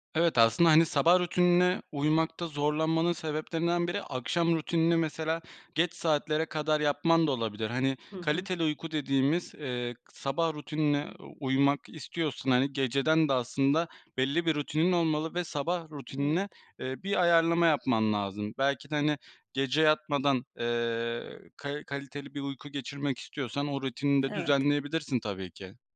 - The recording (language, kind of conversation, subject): Turkish, advice, Sabah rutinine uymakta neden zorlanıyorsun?
- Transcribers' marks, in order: other background noise; tapping